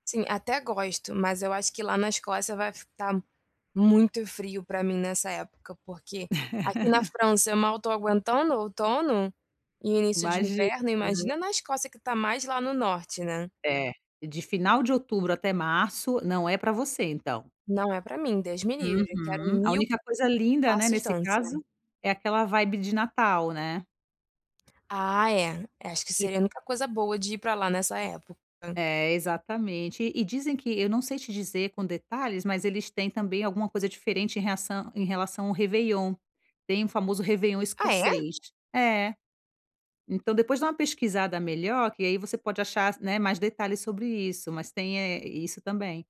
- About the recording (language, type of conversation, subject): Portuguese, advice, Como posso organizar melhor a logística das minhas férias e deslocamentos?
- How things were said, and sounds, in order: laugh; in English: "vibe"; tapping